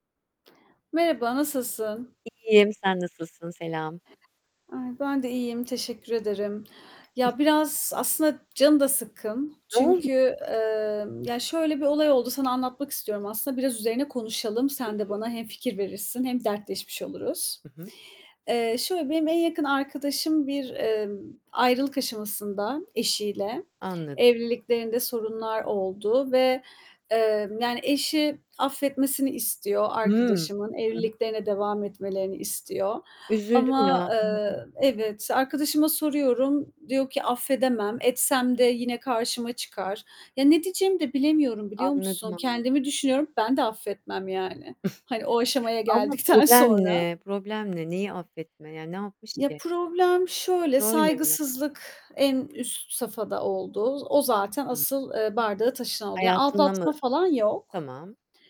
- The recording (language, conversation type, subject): Turkish, unstructured, Affetmek neden bazen bu kadar zor olur?
- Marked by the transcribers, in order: static; distorted speech; other background noise; unintelligible speech; anticipating: "Ne oldu"; unintelligible speech; scoff; laughing while speaking: "geldikten sonra"; tapping